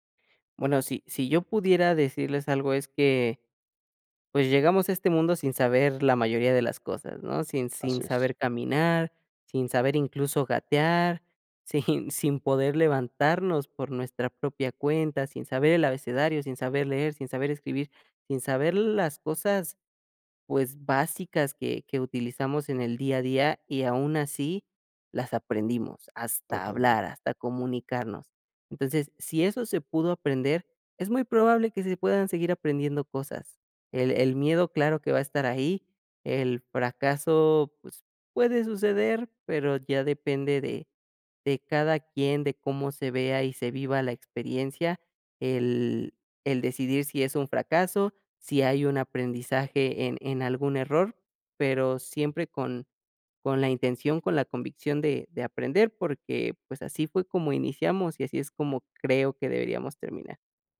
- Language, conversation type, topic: Spanish, podcast, ¿Cómo influye el miedo a fallar en el aprendizaje?
- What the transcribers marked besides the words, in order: laughing while speaking: "sin"